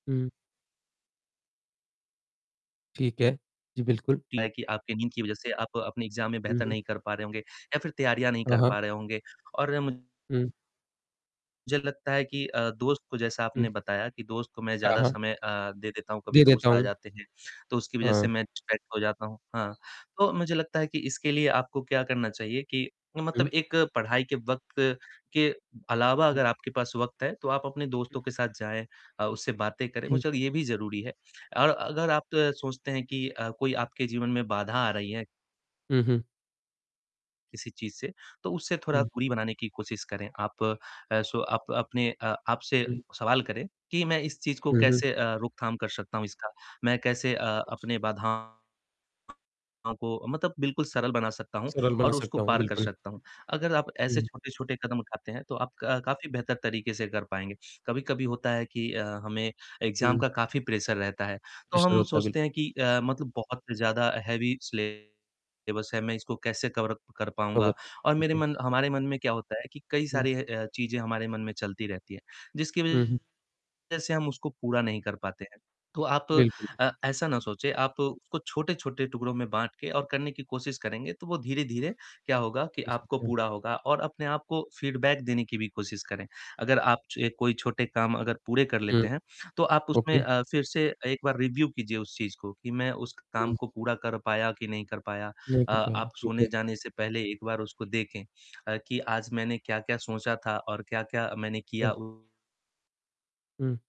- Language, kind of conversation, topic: Hindi, advice, मैं अपने लक्ष्य की दिशा में रोज़ छोटे‑छोटे कदम उठाने की आदत कैसे बना सकता/सकती हूँ?
- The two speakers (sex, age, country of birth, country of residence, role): male, 20-24, India, India, advisor; male, 20-24, India, India, user
- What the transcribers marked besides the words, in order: static; in English: "एग्जाम"; distorted speech; in English: "डिस्ट्रैक्ट"; in English: "एग्जाम"; in English: "प्रेशर"; in English: "हैवी सिलेबस"; in English: "कवर"; in English: "फीडबैक"; in English: "ओके"; in English: "रिव्यु"; lip smack